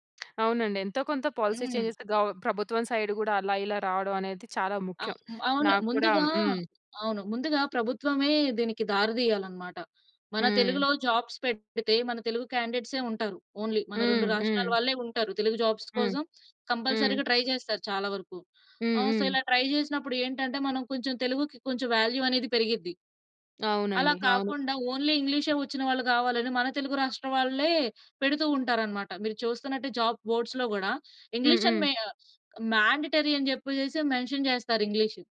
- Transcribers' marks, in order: other background noise; in English: "పాలసీ చేంజెస్"; in English: "సైడ్"; in English: "జాబ్స్"; in English: "ఓన్లీ"; in English: "జాబ్స్"; in English: "కంపల్సరీగా ట్రై"; in English: "సో"; in English: "ట్రై"; in English: "వాల్యూ"; in English: "ఓన్లీ"; in English: "జాబ్ బోర్డ్స్‌లో"; in English: "మాండేటరీ"; in English: "మెన్షన్"
- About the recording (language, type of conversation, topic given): Telugu, podcast, భాషను కోల్పోవడం గురించి మీకు ఏమైనా ఆలోచనలు ఉన్నాయా?